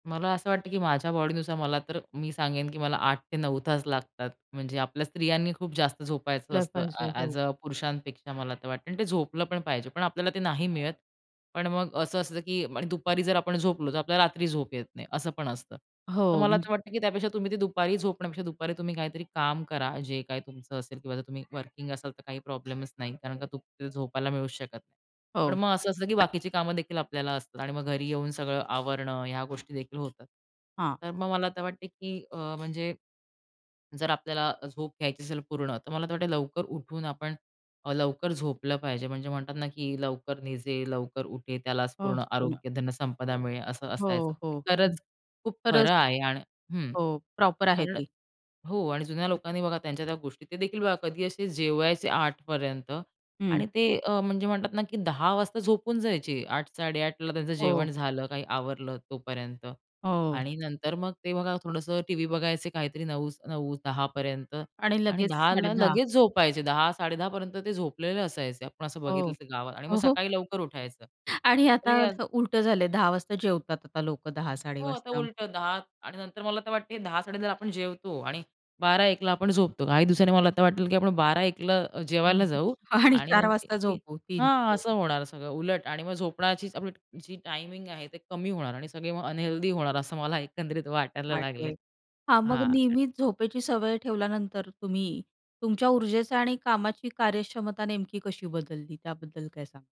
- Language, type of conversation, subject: Marathi, podcast, नियमित वेळेला झोपल्यामुळे तुम्हाला काय फरक जाणवतो?
- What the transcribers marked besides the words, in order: other background noise; unintelligible speech; unintelligible speech; in English: "वर्किंग"; background speech; tapping; in English: "प्रॉपर"; joyful: "ओ हो"; laughing while speaking: "आणि आता उलटं झालंय"; laughing while speaking: "आणि चार वाजता झोपू"; horn; in English: "अनहेल्दी"; laughing while speaking: "असं मला एकंदरीत वाटायला लागले"; unintelligible speech